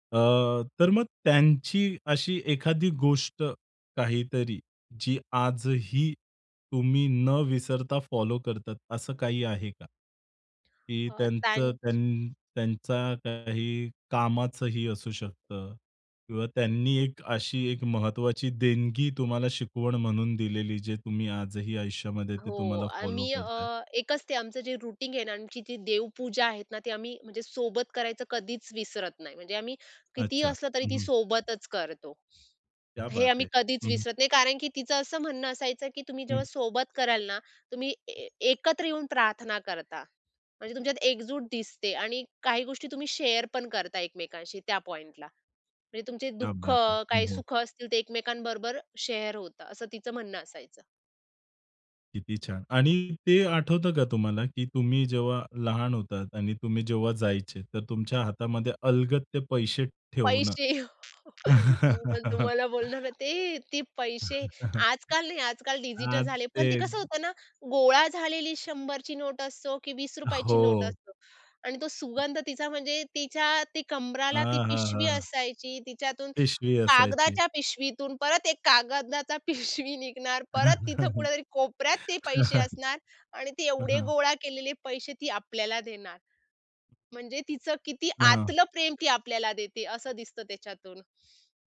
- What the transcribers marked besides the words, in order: in English: "रुटीन"; other background noise; other noise; in Hindi: "क्या बात है!"; in English: "शेअर"; in Hindi: "क्या बात है!"; in English: "शेअर"; chuckle; laughing while speaking: "मी तर तुम्हाला बोलणार होते"; chuckle; tapping; chuckle; laughing while speaking: "पिशवी निघणार"; chuckle
- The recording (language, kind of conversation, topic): Marathi, podcast, दादा-आजींकडून काय शिकलात, ते आजही करता का?